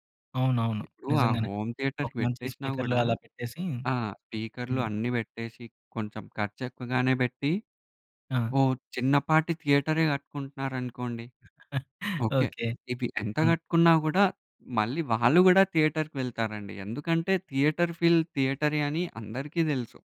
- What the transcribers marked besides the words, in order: in English: "హోమ్ థియేటర్‌కి"; in English: "స్పీకర్‌లో"; chuckle; in English: "థియేటర్‌కి"; in English: "థియేటర్ ఫీల్"
- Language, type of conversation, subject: Telugu, podcast, బిగ్ స్క్రీన్ అనుభవం ఇంకా ముఖ్యం అనుకుంటావా, ఎందుకు?